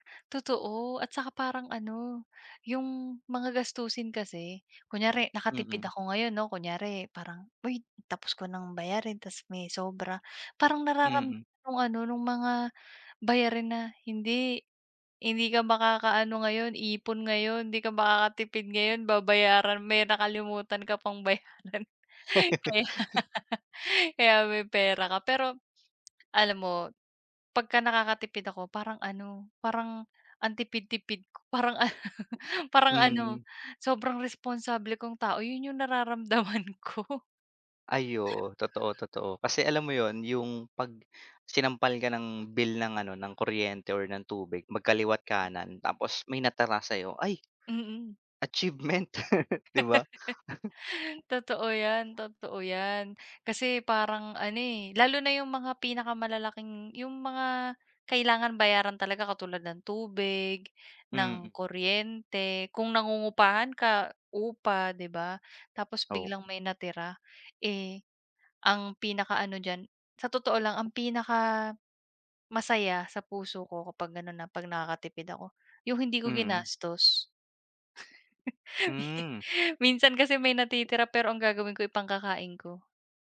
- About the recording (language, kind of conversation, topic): Filipino, unstructured, Ano ang pakiramdam mo kapag malaki ang natitipid mo?
- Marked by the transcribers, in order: laugh; laughing while speaking: "bayaran kaya"; laugh; laughing while speaking: "parang ano"; other background noise; laughing while speaking: "nararamdaman ko"; laugh; chuckle; chuckle; laughing while speaking: "Mi minsan kasi"